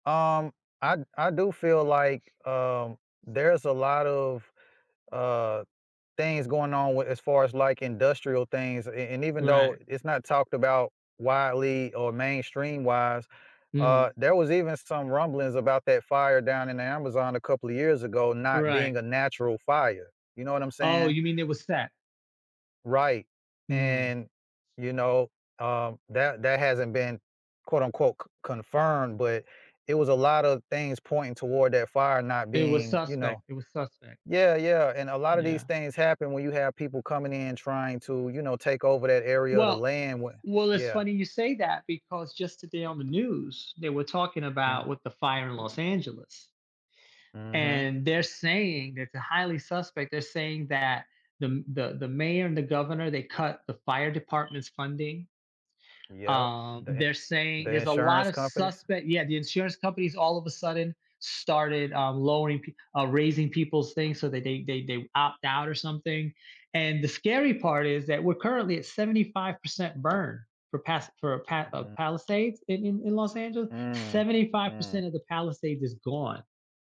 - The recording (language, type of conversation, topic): English, unstructured, How do you think exploring a rainforest could change your perspective on conservation?
- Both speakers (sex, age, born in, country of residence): male, 40-44, United States, United States; male, 55-59, United States, United States
- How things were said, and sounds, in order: tapping; other background noise